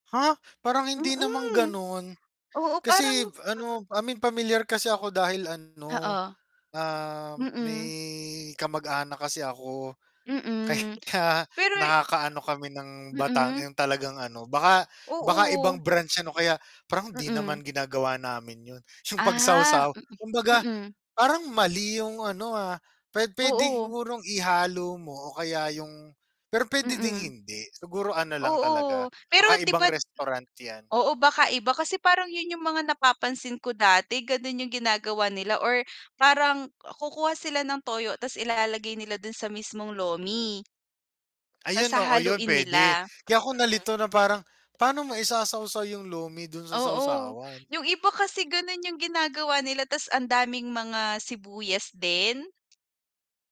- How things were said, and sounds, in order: inhale; static; tapping; distorted speech; laughing while speaking: "Ka ya"; unintelligible speech; inhale; inhale; inhale; scoff; inhale; other background noise; inhale
- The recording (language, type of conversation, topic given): Filipino, unstructured, Ano ang pinaka-kakaibang sangkap na nasubukan mo na sa pagluluto?